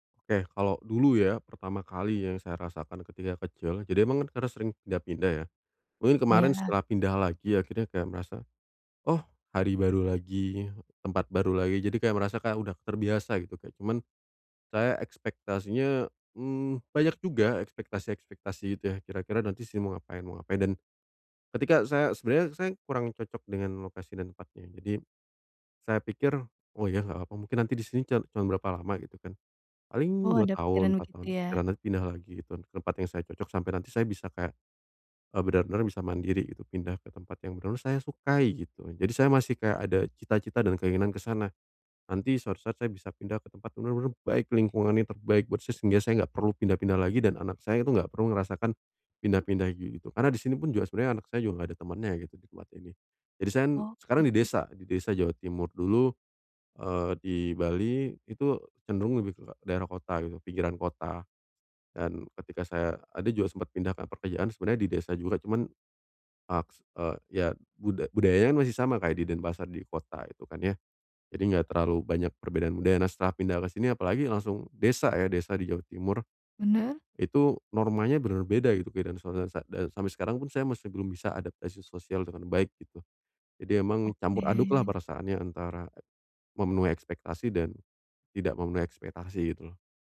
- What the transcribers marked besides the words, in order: none
- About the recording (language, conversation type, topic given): Indonesian, advice, Bagaimana cara menyesuaikan diri dengan kebiasaan sosial baru setelah pindah ke daerah yang normanya berbeda?